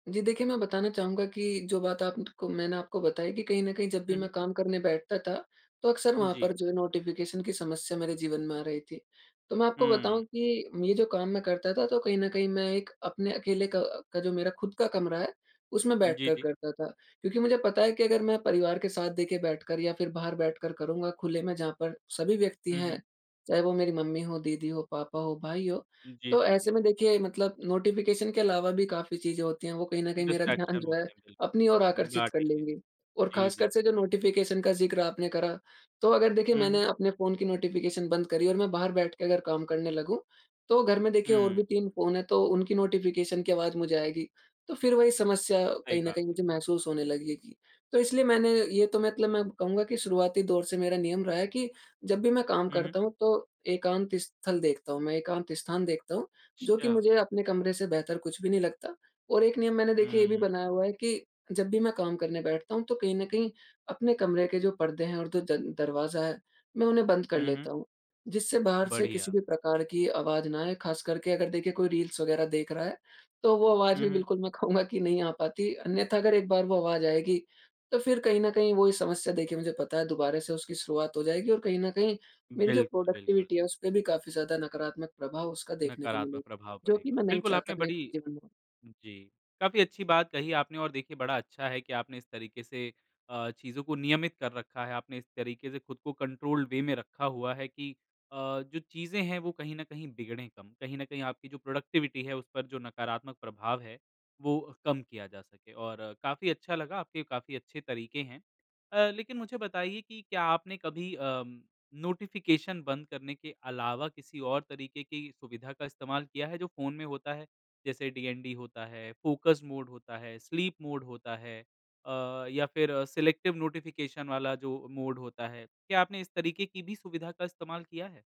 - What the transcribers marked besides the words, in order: in English: "नोटिफ़िकेशन"; in English: "नोटिफ़िकेशन"; in English: "नोटिफ़िकेशन"; in English: "नोटिफ़िकेशन"; in English: "नोटिफ़िकेशन"; in English: "रील्स"; laughing while speaking: "मैं कहूँगा"; in English: "प्रोडक्टिविटी"; in English: "कंट्रोल्ड वे"; in English: "प्रोडक्टिविटी"; in English: "नोटिफ़िकेशन"; in English: "फ़ोकस मोड"; in English: "स्लीप मोड"; in English: "सिलेक्टिव नोटिफ़िकेशन"; in English: "मोड"
- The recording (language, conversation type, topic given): Hindi, podcast, नोटिफ़िकेशन की आवाज़ें बंद करने के लिए आप कौन-से तरीके अपनाते हैं?